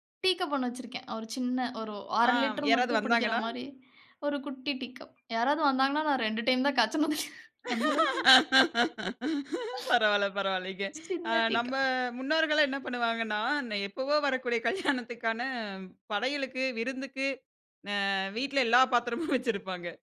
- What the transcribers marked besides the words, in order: other noise; laugh; laugh; laughing while speaking: "எப்பவோ வரக்கூடிய கல்யாணத்துக்கான படையலுக்கு, விருந்துக்கு, அ, வீட்ல எல்லா பாத்திரமும் வச்சிருப்பாங்க"
- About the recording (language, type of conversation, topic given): Tamil, podcast, வீட்டை எப்போதும் சீராக வைத்துக்கொள்ள நீங்கள் எப்படித் தொடங்க வேண்டும் என்று கூறுவீர்களா?